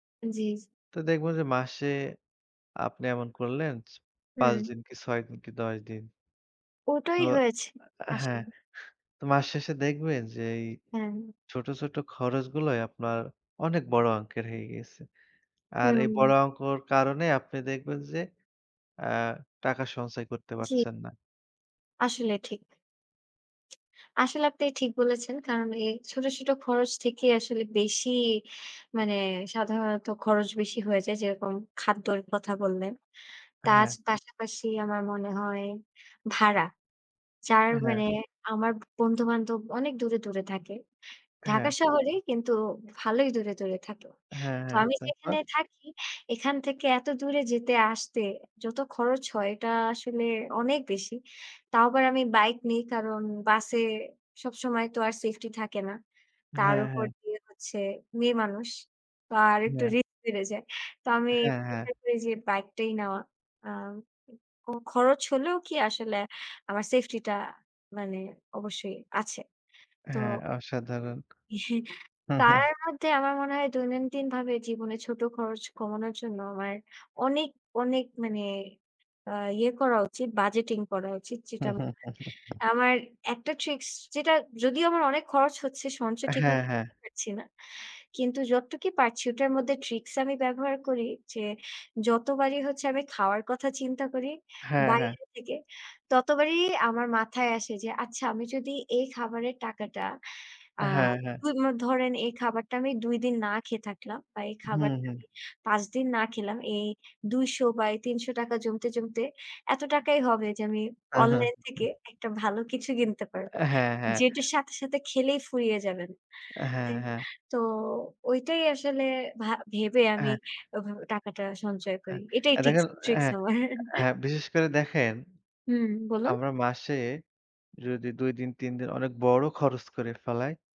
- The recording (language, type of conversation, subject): Bengali, unstructured, ছোট ছোট খরচ নিয়ন্ত্রণ করলে কীভাবে বড় সঞ্চয় হয়?
- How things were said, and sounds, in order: tapping; other background noise; chuckle; unintelligible speech; laughing while speaking: "ট্রিক্স আমার"; chuckle